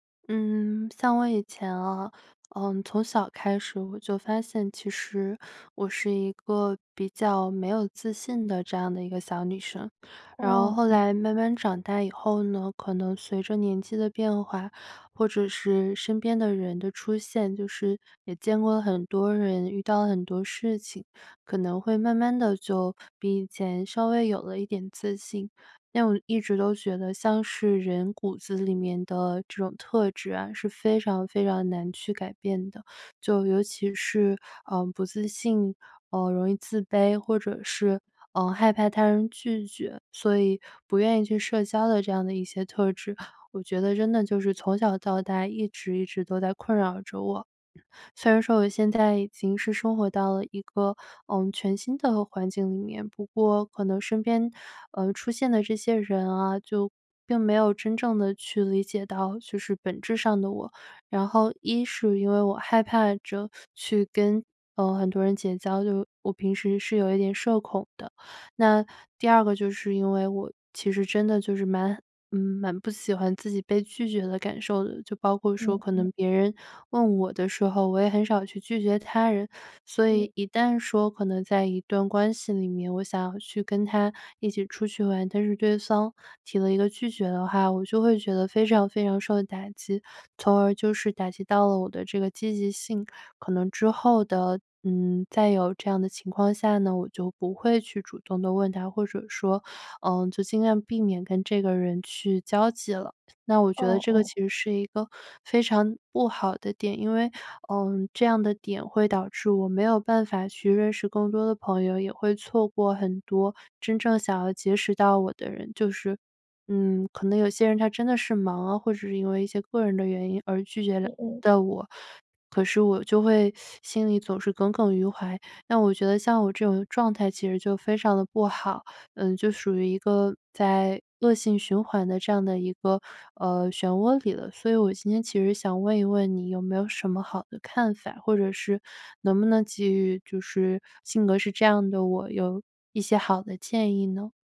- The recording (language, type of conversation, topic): Chinese, advice, 你因为害怕被拒绝而不敢主动社交或约会吗？
- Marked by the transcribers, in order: other background noise